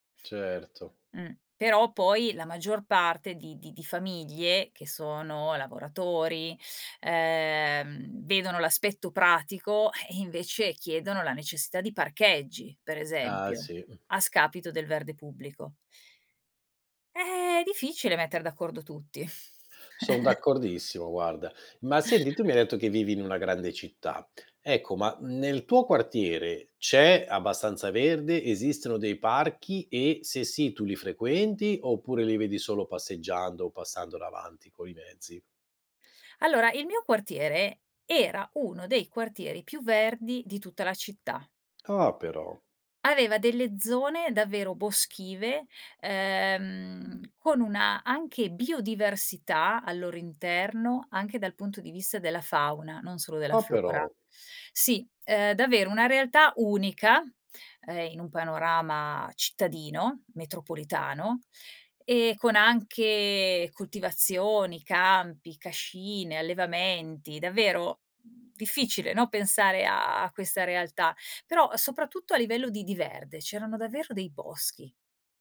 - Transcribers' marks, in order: chuckle; other background noise
- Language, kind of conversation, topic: Italian, podcast, Quali iniziative locali aiutano a proteggere il verde in città?